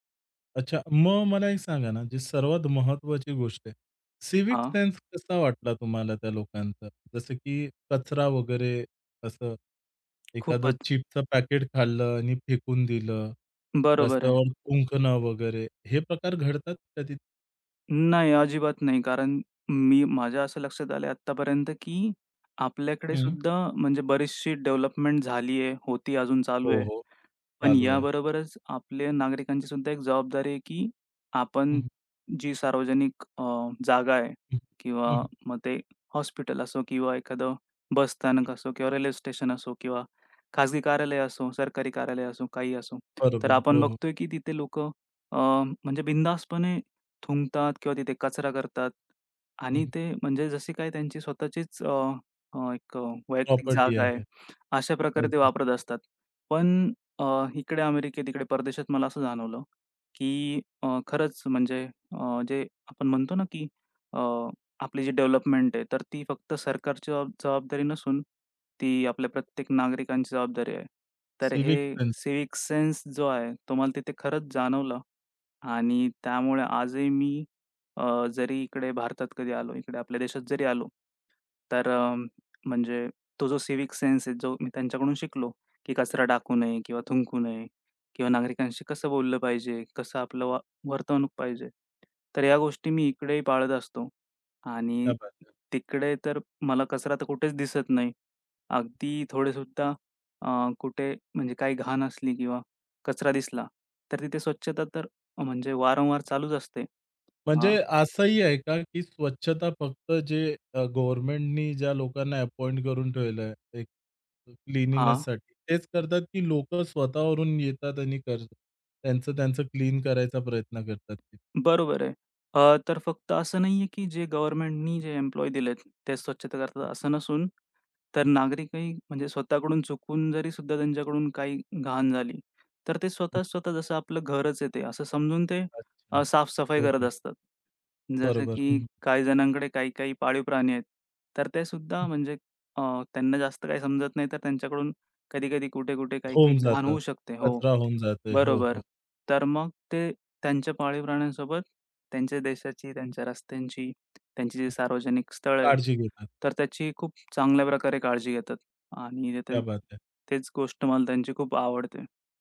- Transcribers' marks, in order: in English: "सिव्हिक सेन्स"; other background noise; tapping; in English: "सिव्हिक सेन्स"; in English: "सिव्हिक सेन्स"; in English: "सिव्हिक सेन्स"; in Hindi: "क्या बात है"; in Hindi: "क्या बात है"
- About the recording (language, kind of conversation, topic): Marathi, podcast, परदेशात लोकांकडून तुम्हाला काय शिकायला मिळालं?